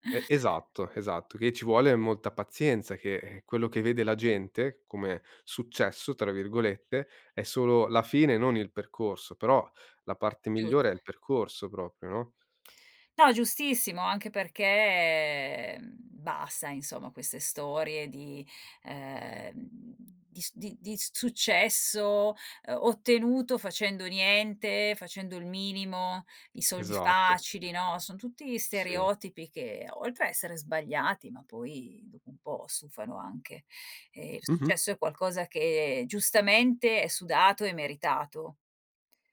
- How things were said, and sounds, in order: drawn out: "perché"; drawn out: "ehm"; tapping
- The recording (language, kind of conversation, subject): Italian, podcast, In che modo i social distorcono la percezione del successo?